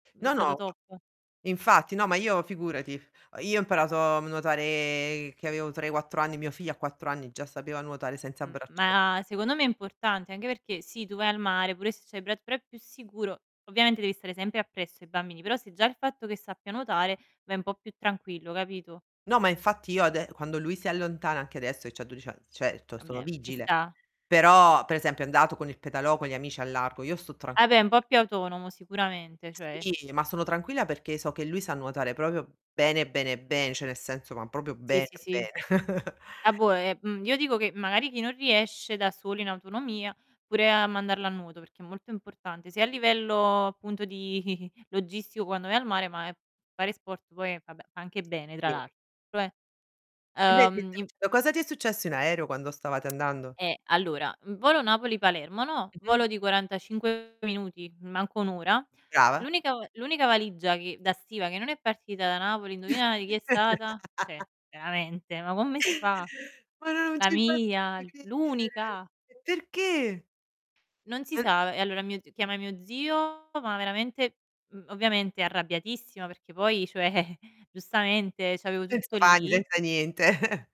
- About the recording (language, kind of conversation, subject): Italian, unstructured, Qual è la cosa più strana che ti è successa durante un viaggio?
- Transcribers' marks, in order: tapping; distorted speech; in English: "top"; drawn out: "nuotare"; static; "proprio" said as "propio"; "cioè" said as "ceh"; "proprio" said as "propio"; "boh" said as "buoh"; chuckle; giggle; other background noise; laugh; "cioè" said as "ceh"; "come" said as "comme"; stressed: "L'unica!"; unintelligible speech; laughing while speaking: "cioè"; chuckle